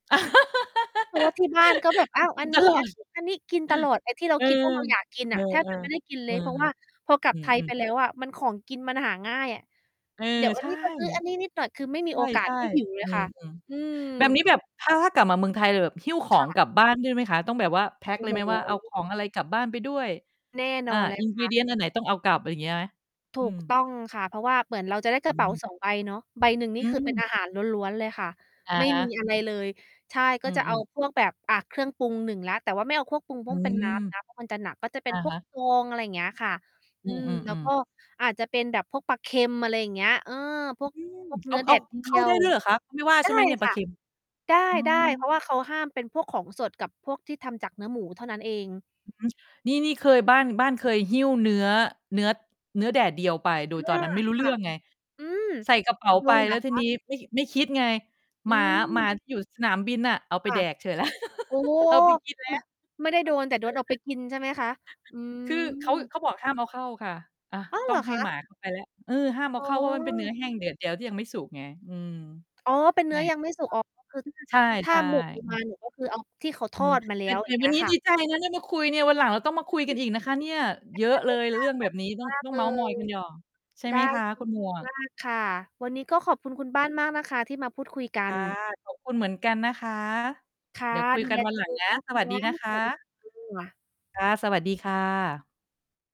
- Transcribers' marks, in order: laugh; laughing while speaking: "กินตลอด"; chuckle; distorted speech; mechanical hum; in English: "ingredient"; background speech; "เครื่อง" said as "ควก"; other noise; laugh; chuckle; unintelligible speech; other background noise; unintelligible speech
- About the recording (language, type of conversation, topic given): Thai, unstructured, อาหารแบบไหนที่ทำให้คุณคิดถึงบ้านมากที่สุด?